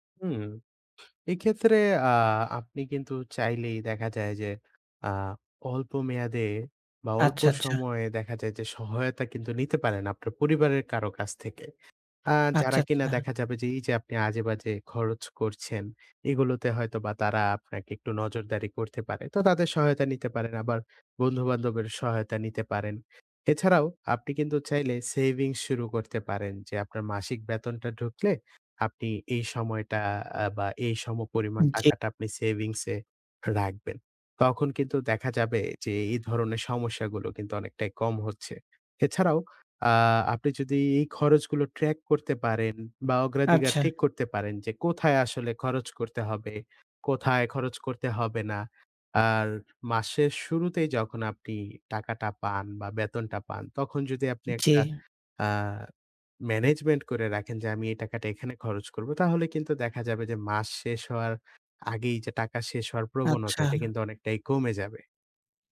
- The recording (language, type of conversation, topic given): Bengali, advice, মাস শেষ হওয়ার আগেই টাকা শেষ হয়ে যাওয়া নিয়ে কেন আপনার উদ্বেগ হচ্ছে?
- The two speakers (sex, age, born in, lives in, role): male, 18-19, Bangladesh, Bangladesh, user; male, 20-24, Bangladesh, Bangladesh, advisor
- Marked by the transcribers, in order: in English: "track"; in English: "management"